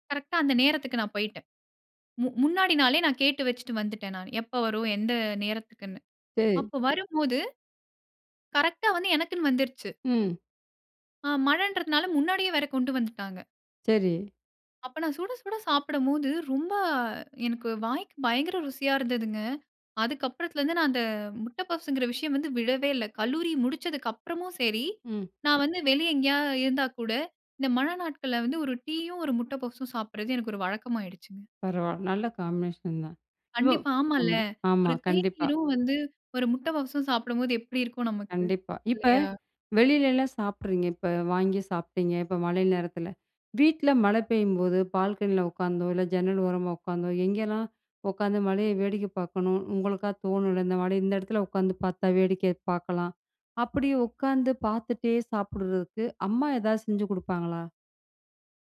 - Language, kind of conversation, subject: Tamil, podcast, மழை பொழுதில் சாப்பிட வேண்டிய உணவுகள் பற்றி சொல்லலாமா?
- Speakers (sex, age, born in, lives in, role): female, 25-29, India, India, guest; female, 35-39, India, India, host
- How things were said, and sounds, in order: unintelligible speech; in English: "காம்பினேஷன்"; unintelligible speech